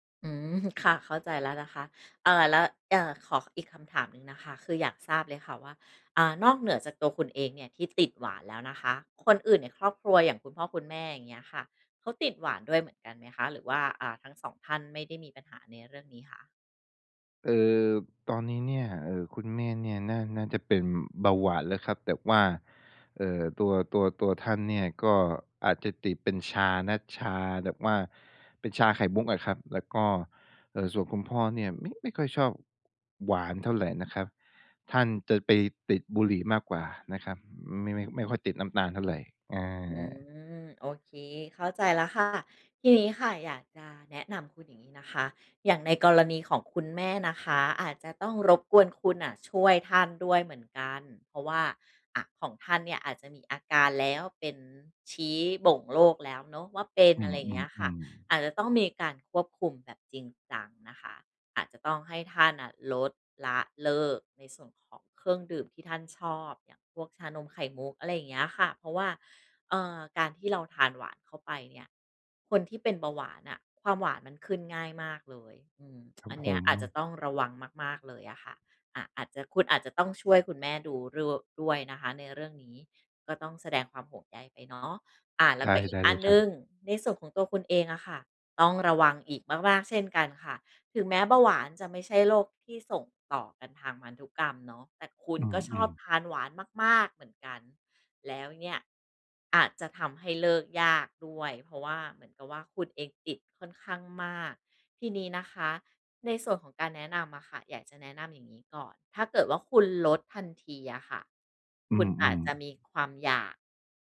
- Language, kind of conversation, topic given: Thai, advice, คุณควรเริ่มลดการบริโภคน้ำตาลอย่างไร?
- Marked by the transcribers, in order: stressed: "เป็น"; other background noise